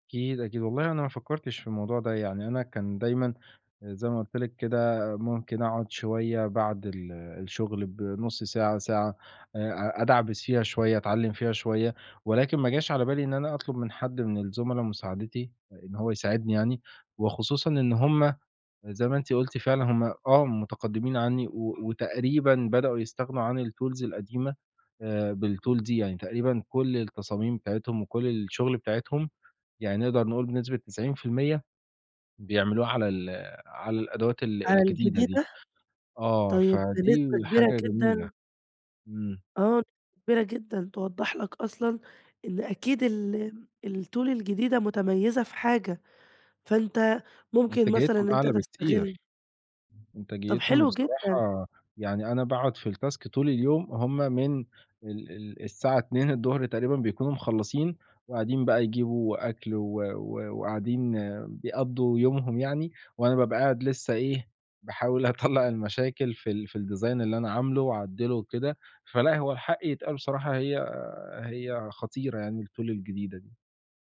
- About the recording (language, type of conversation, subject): Arabic, advice, إيه الموقف اللي مجبرك تتعلم تكنولوجيا أو مهارة جديدة علشان تواكب متطلبات الشغل؟
- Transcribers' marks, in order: other background noise; in English: "الTools"; in English: "بالTool"; in English: "الTool"; in English: "التاسك"; laughing while speaking: "أطلّع"; in English: "الdesign"; in English: "الTool"